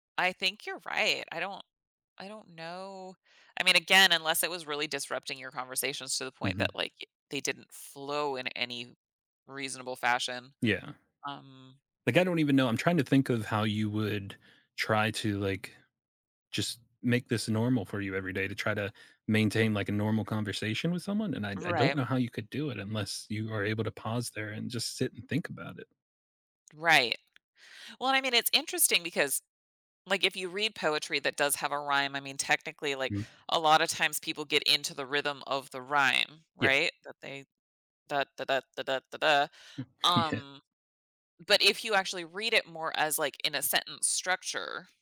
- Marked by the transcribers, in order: chuckle; laughing while speaking: "Yeah"
- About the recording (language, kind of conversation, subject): English, unstructured, How would your relationships and daily life change if you had to communicate only in rhymes?
- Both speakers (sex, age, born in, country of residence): female, 40-44, United States, United States; male, 35-39, United States, United States